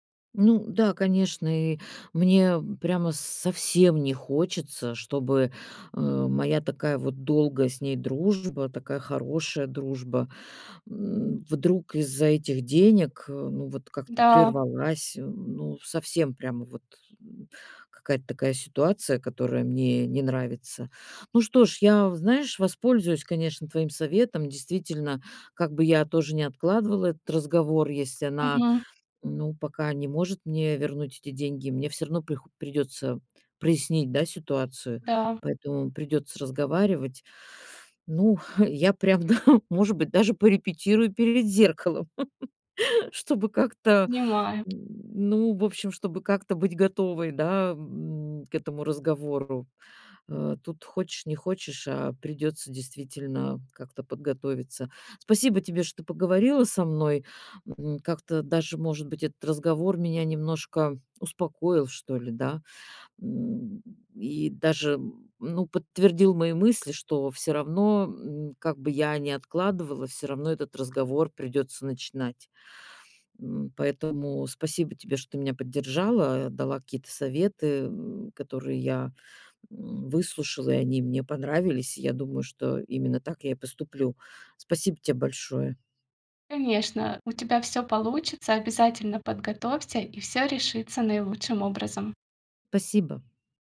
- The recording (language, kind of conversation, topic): Russian, advice, Как начать разговор о деньгах с близкими, если мне это неудобно?
- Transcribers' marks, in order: other background noise; exhale; laughing while speaking: "да"; chuckle; tapping